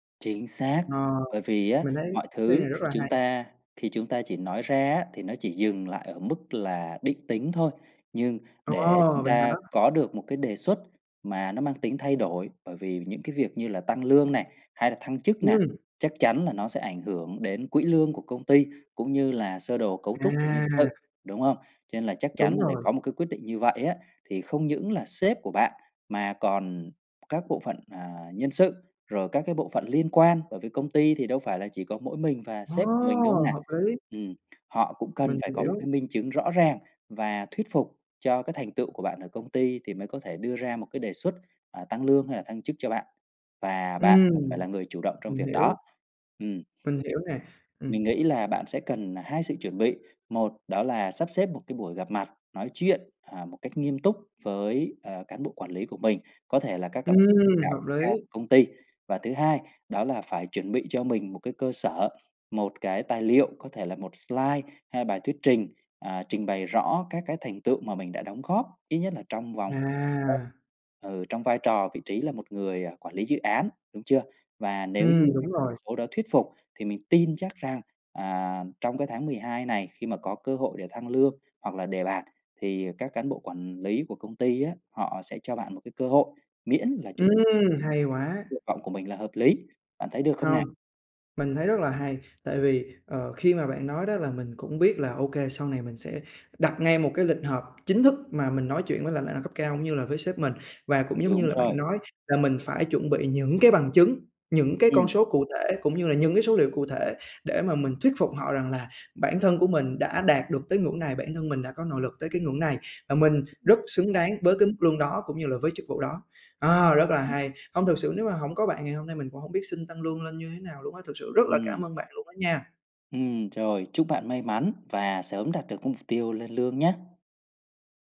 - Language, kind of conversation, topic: Vietnamese, advice, Làm thế nào để xin tăng lương hoặc thăng chức với sếp?
- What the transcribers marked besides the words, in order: tapping; other background noise; in English: "slide"; unintelligible speech; unintelligible speech; unintelligible speech